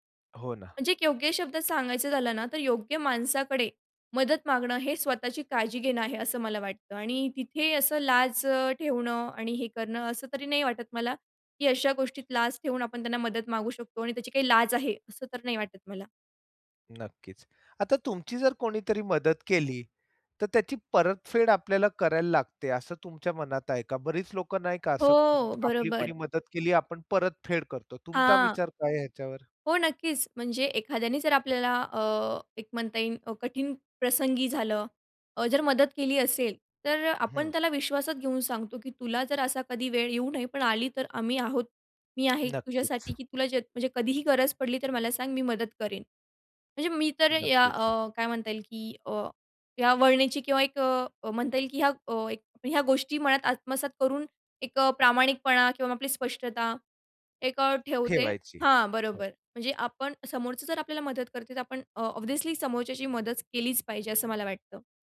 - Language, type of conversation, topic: Marathi, podcast, एखाद्याकडून मदत मागायची असेल, तर तुम्ही विनंती कशी करता?
- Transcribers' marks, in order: tapping; other background noise; in English: "ऑब्व्हियसली"